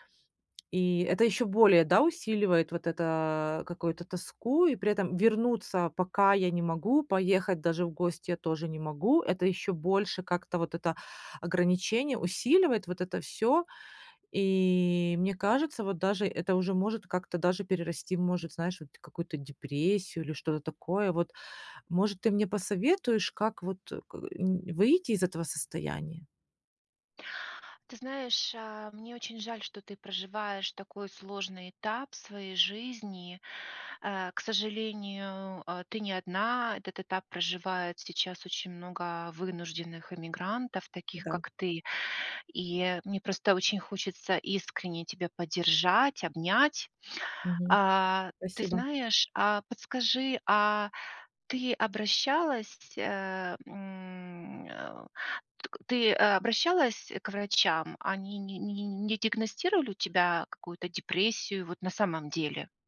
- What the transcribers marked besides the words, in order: tapping
- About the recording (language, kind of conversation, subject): Russian, advice, Как справиться с одиночеством и тоской по дому после переезда в новый город или другую страну?